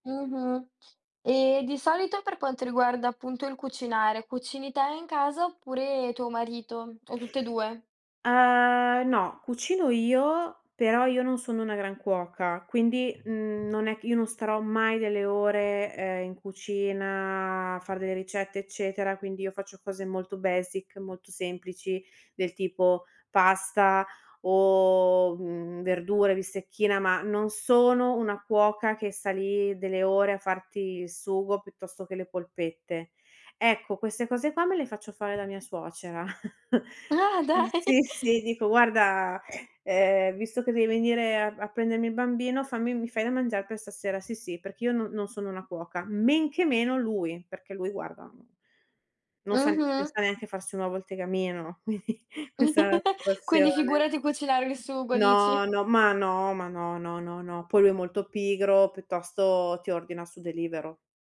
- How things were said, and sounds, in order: other background noise; in English: "basic"; tapping; chuckle; laughing while speaking: "dai!"; chuckle; laughing while speaking: "quidi"; "quindi" said as "quidi"; giggle
- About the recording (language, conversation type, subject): Italian, podcast, Come vi organizzate per dividere le faccende domestiche in una convivenza?